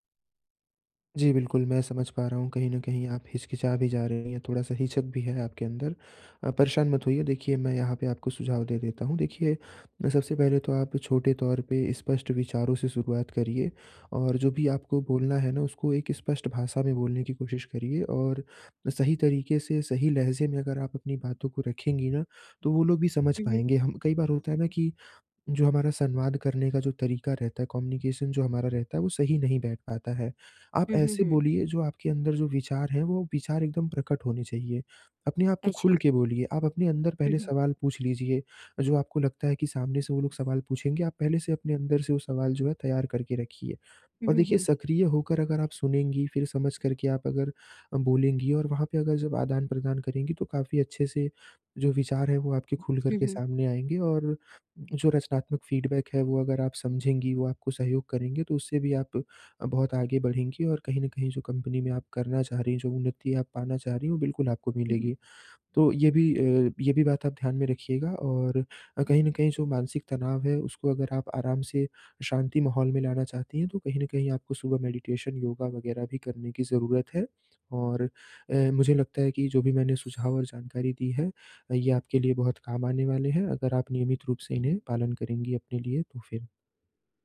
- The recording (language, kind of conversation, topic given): Hindi, advice, हम अपने विचार खुलकर कैसे साझा कर सकते हैं?
- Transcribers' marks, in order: in English: "कम्युनिकेशन"; in English: "फ़ीडबैक"; in English: "मैडिटेशन"; alarm